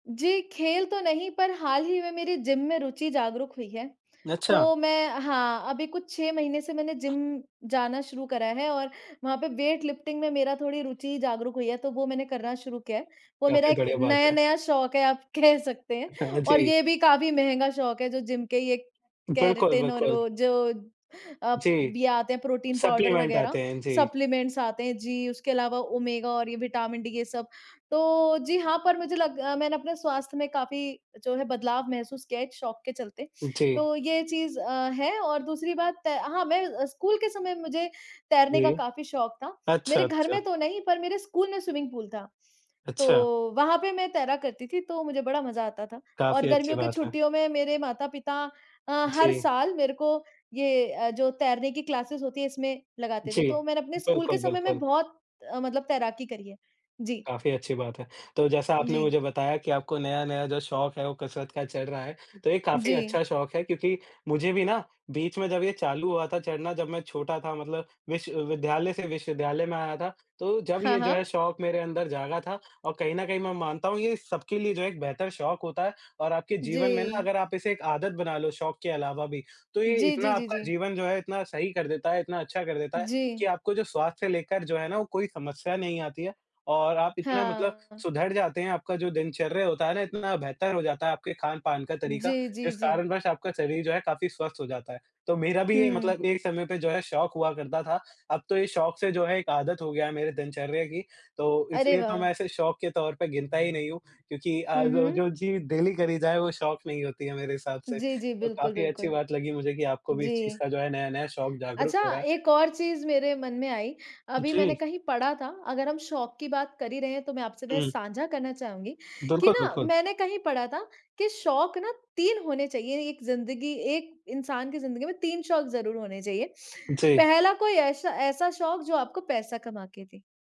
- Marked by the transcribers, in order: other background noise; in English: "वेट लिफ्टिंग"; laughing while speaking: "कह"; laughing while speaking: "हाँ जी"; in English: "सप्लीमेंट"; in English: "सप्लीमेंट्स"; in English: "स्विमिंग पूल"; in English: "क्लासेज़"; in English: "डेली"
- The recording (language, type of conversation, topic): Hindi, unstructured, आपका पसंदीदा शौक क्या है और क्यों?